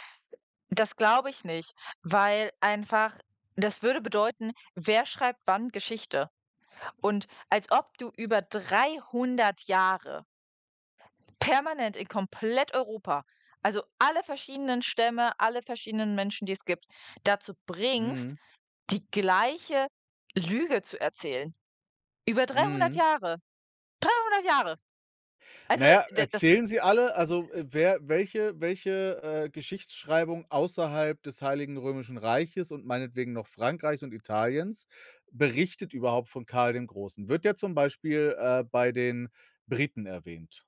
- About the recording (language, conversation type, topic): German, unstructured, Wie groß ist der Einfluss von Macht auf die Geschichtsschreibung?
- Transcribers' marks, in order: other background noise; stressed: "dreihundert"; stressed: "dreihundert"